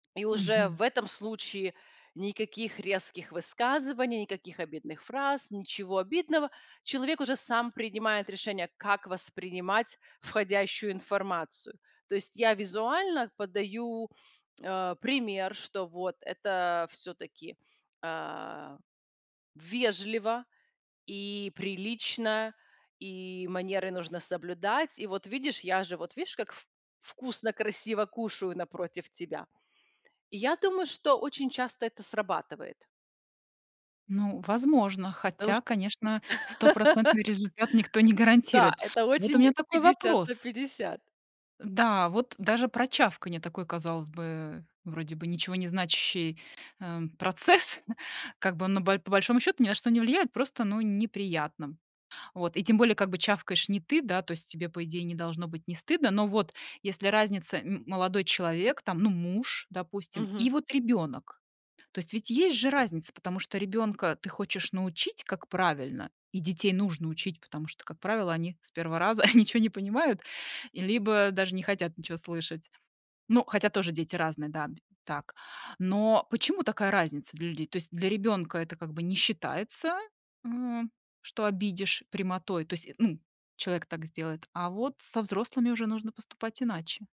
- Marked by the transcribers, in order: "видишь" said as "вишь"; laugh; laughing while speaking: "Да, это очень пятьдесят на пятьдесят"; tapping; laughing while speaking: "процесс"; chuckle
- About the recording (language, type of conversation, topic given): Russian, podcast, Как вы находите баланс между вежливостью и прямотой?